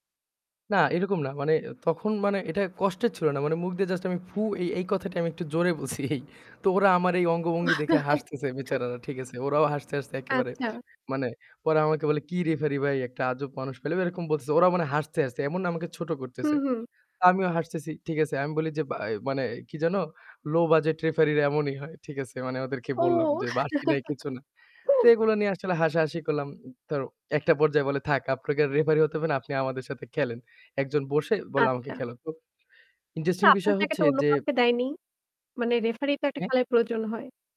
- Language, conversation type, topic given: Bengali, podcast, একলা ভ্রমণে আপনার সবচেয়ে মজার ঘটনাটা কী ছিল?
- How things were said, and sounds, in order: static; laughing while speaking: "বলছি এই"; giggle; giggle; distorted speech